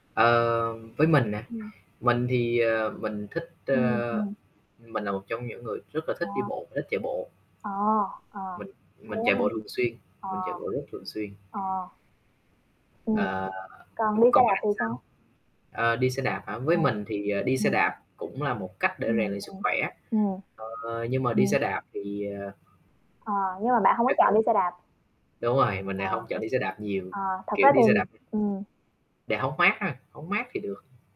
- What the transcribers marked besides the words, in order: static; tapping; distorted speech; other background noise
- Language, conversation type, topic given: Vietnamese, unstructured, Bạn chọn đi bộ hay đi xe đạp để rèn luyện sức khỏe?
- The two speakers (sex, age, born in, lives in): female, 55-59, Vietnam, Vietnam; male, 25-29, Vietnam, Vietnam